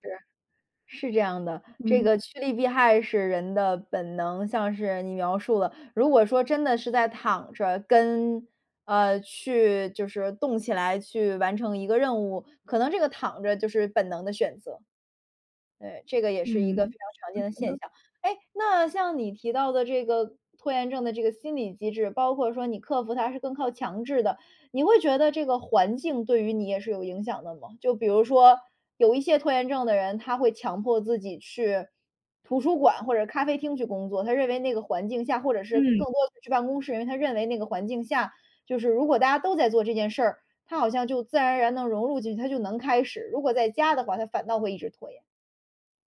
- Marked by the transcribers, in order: none
- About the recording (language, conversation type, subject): Chinese, podcast, 你是如何克服拖延症的，可以分享一些具体方法吗？